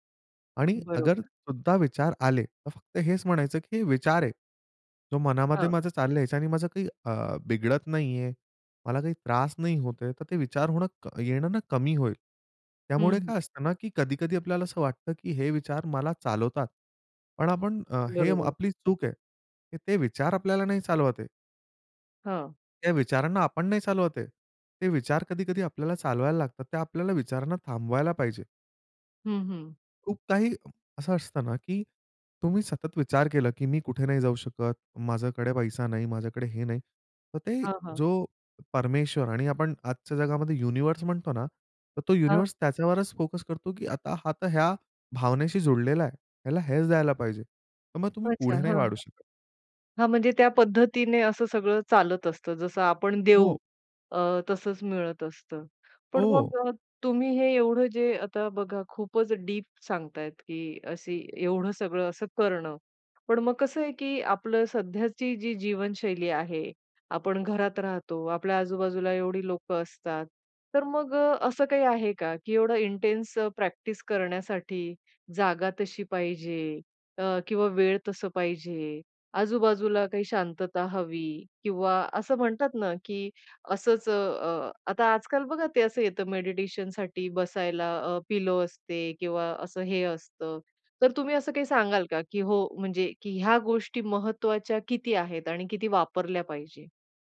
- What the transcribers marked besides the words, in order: other noise; tapping
- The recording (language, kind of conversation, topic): Marathi, podcast, ध्यान करताना लक्ष विचलित झाल्यास काय कराल?